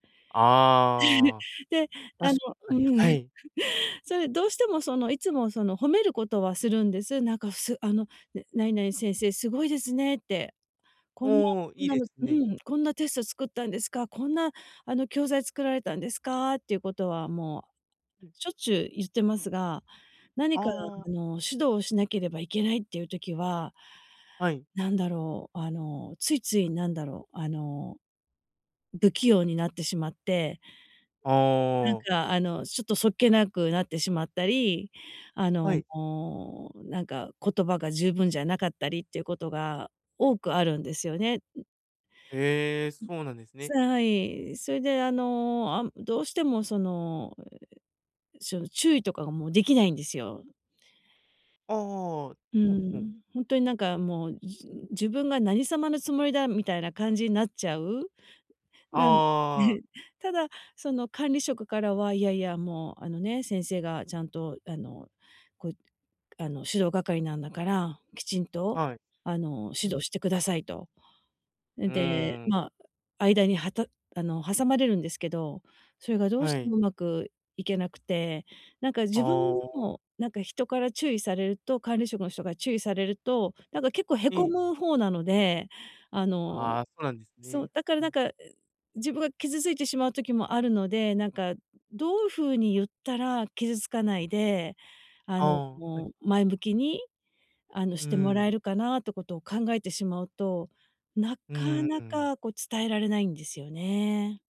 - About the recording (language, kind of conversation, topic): Japanese, advice, 相手を傷つけずに建設的なフィードバックを伝えるにはどうすればよいですか？
- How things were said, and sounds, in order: chuckle; other noise; chuckle; other background noise